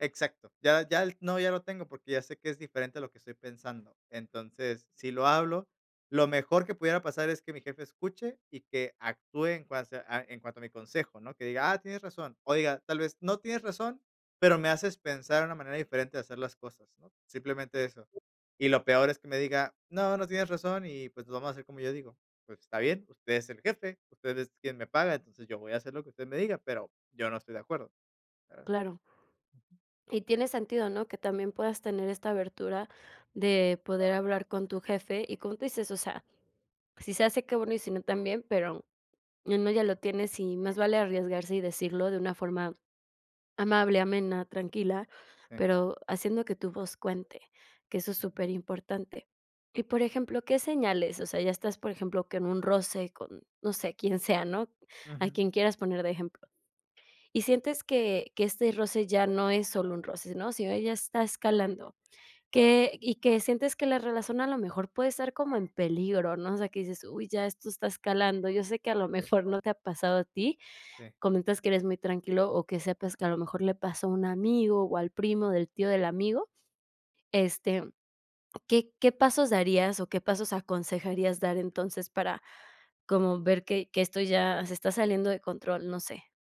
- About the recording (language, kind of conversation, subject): Spanish, podcast, ¿Cómo manejas las discusiones sin dañar la relación?
- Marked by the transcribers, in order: other background noise; dog barking; giggle; tapping